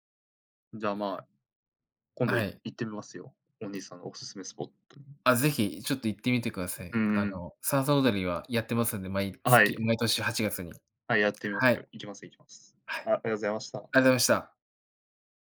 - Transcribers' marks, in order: other background noise
- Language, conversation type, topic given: Japanese, unstructured, 地域のおすすめスポットはどこですか？